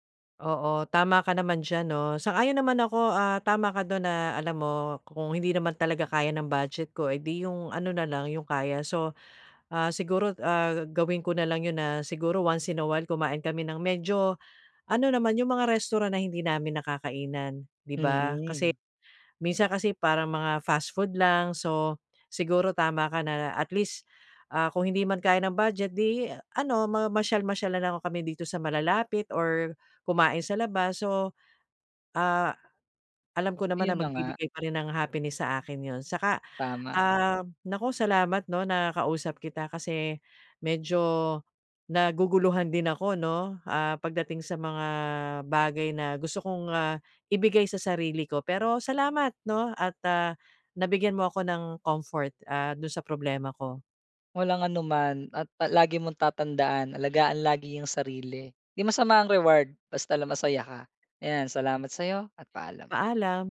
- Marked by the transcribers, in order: in English: "once in a while"; tapping
- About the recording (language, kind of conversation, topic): Filipino, advice, Paano ako pipili ng makabuluhang gantimpala para sa sarili ko?